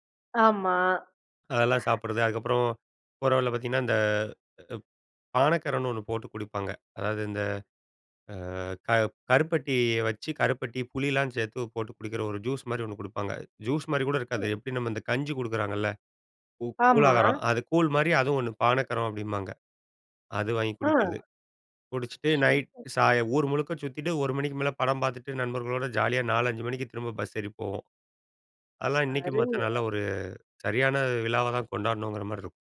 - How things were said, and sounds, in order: inhale
- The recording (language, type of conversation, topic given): Tamil, podcast, வெவ்வேறு திருவிழாக்களை கொண்டாடுவது எப்படி இருக்கிறது?